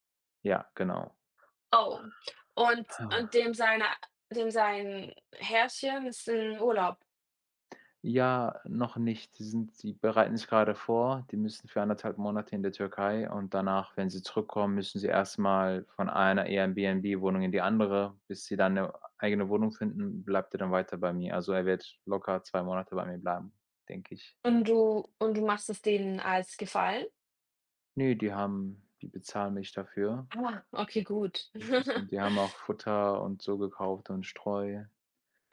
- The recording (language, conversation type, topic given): German, unstructured, Welche wissenschaftliche Entdeckung hat dich glücklich gemacht?
- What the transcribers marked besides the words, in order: sigh; "Airbnb-Wohnung" said as "Airnbnb-Wohnung"; chuckle